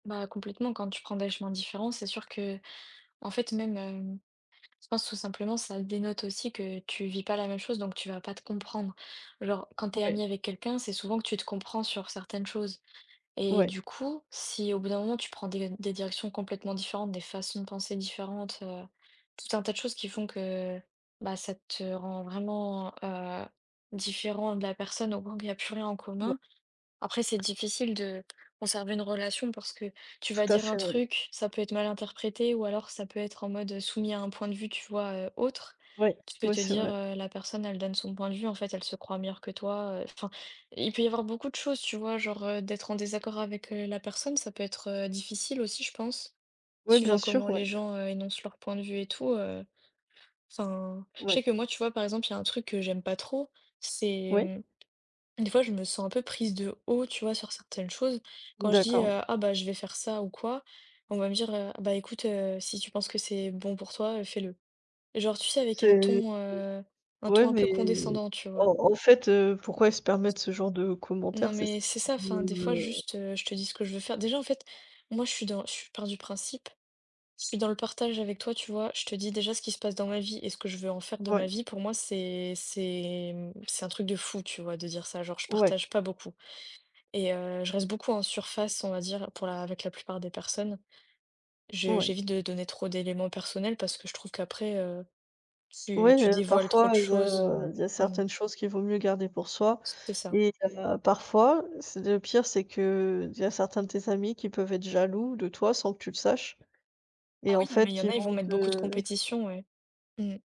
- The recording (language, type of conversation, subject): French, unstructured, Comment réagis-tu quand tu as un conflit avec un ami ?
- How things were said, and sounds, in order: stressed: "façons"; tapping; other background noise; unintelligible speech